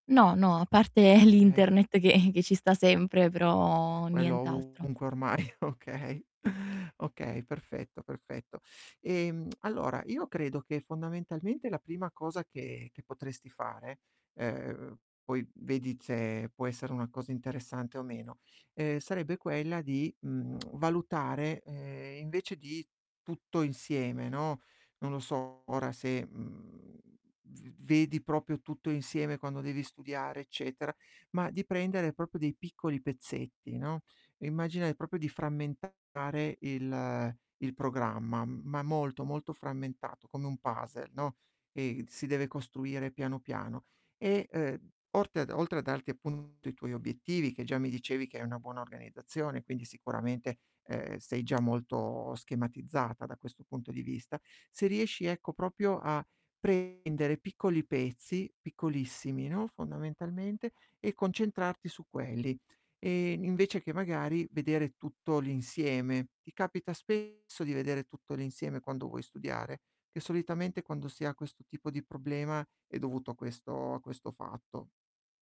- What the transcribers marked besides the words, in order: chuckle; tapping; laughing while speaking: "che"; distorted speech; laughing while speaking: "ormai, okay"; tongue click; tongue click; "proprio" said as "propio"; "proprio" said as "propo"; "proprio" said as "propo"; static; "proprio" said as "propio"
- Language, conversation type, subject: Italian, advice, Come posso collegare le mie azioni di oggi ai risultati futuri?